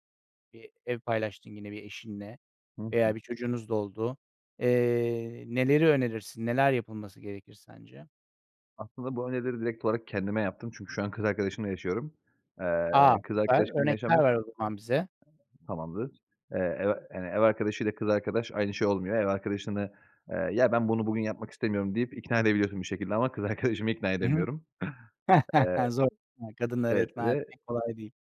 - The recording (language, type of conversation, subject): Turkish, podcast, Ev işlerini adil paylaşmanın pratik yolları nelerdir?
- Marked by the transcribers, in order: other background noise; chuckle; laughing while speaking: "kız arkadaşımı ikna edemiyorum"; unintelligible speech